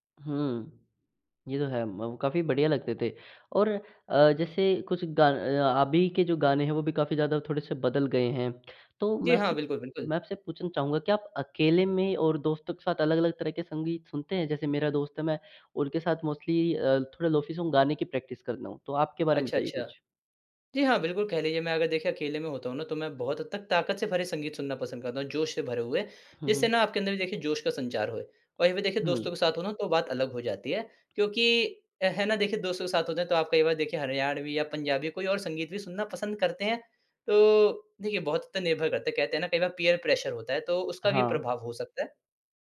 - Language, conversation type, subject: Hindi, podcast, तुम्हारी संगीत पहचान कैसे बनती है, बताओ न?
- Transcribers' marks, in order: in English: "मोस्टली"; in English: "लोफी सॉन्ग"; in English: "प्रैक्टिस"; in English: "पीयर प्रेशर"